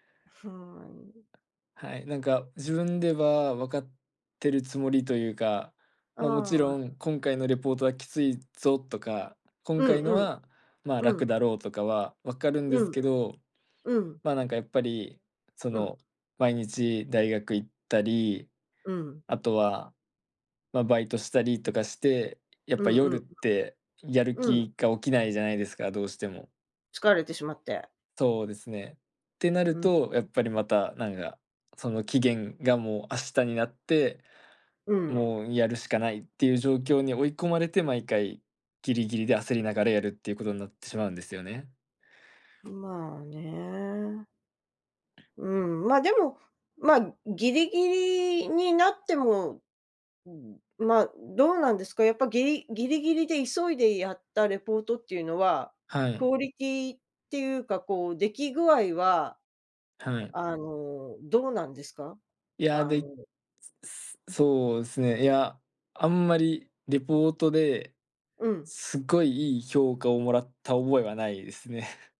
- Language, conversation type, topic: Japanese, advice, 締め切りにいつもギリギリで焦ってしまうのはなぜですか？
- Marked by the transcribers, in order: tapping; other background noise; unintelligible speech; other noise